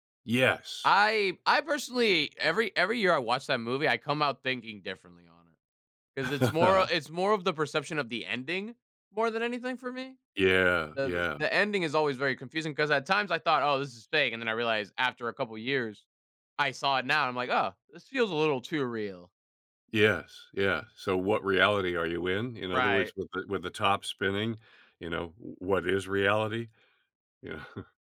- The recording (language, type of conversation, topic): English, unstructured, How should I weigh visual effects versus storytelling and acting?
- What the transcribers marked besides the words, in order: laugh; chuckle